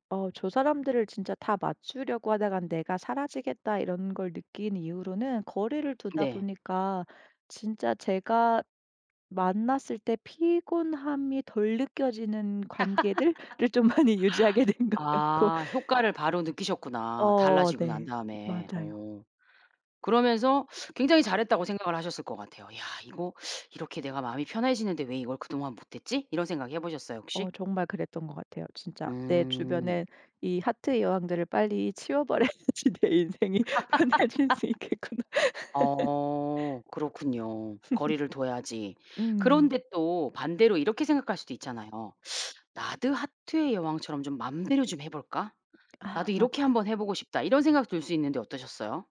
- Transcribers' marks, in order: tapping; laugh; laughing while speaking: "좀 많이 유지하게 된 것 같고"; laughing while speaking: "버려야지 내 인생이 편해질 수 있겠구나.'"; laugh; laugh; teeth sucking; other background noise
- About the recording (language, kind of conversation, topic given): Korean, podcast, 좋아하는 이야기가 당신에게 어떤 영향을 미쳤나요?